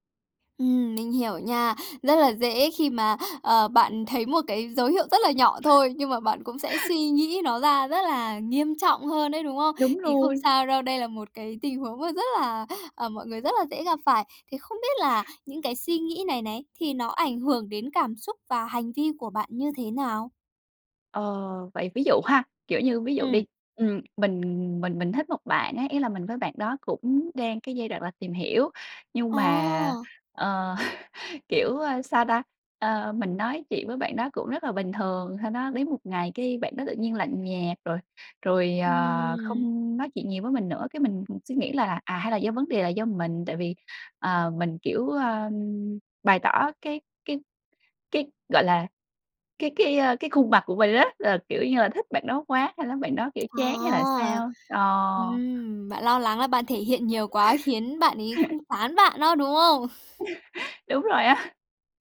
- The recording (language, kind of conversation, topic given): Vietnamese, advice, Làm sao để dừng lại khi tôi bị cuốn vào vòng suy nghĩ tiêu cực?
- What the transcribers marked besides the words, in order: chuckle; other background noise; tapping; chuckle; chuckle